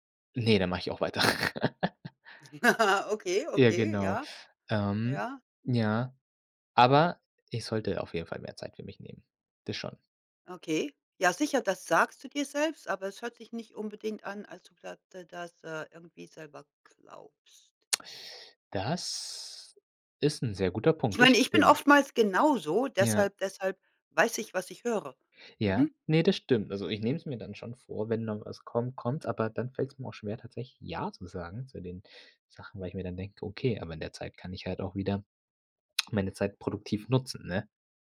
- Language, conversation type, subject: German, podcast, Wie gönnst du dir eine Pause ohne Schuldgefühle?
- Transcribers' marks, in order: laugh; drawn out: "Das"